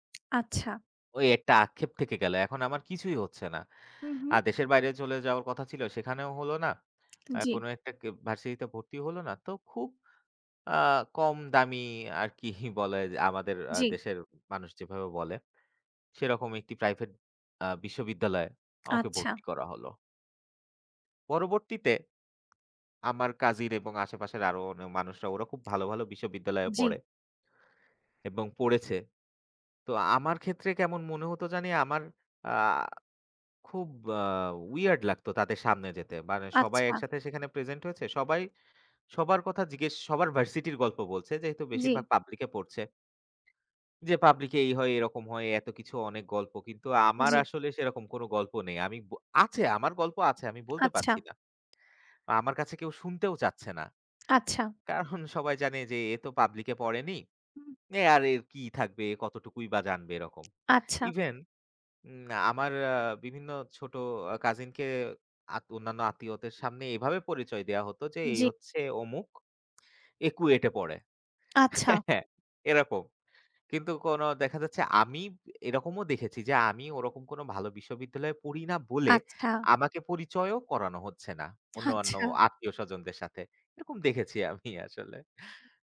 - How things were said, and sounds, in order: tapping; laughing while speaking: "কি"; other background noise; "কাজিন" said as "কাজির"; in English: "weird"; "মানে" said as "বানে"; scoff; laughing while speaking: "হ্যাঁ"; "অন্যান্য" said as "অন্যয়ান্য"; laughing while speaking: "আচ্ছা"; laughing while speaking: "আমি আসলে"
- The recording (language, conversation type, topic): Bengali, unstructured, আপনি কি মনে করেন সমাজ মানুষকে নিজের পরিচয় প্রকাশ করতে বাধা দেয়, এবং কেন?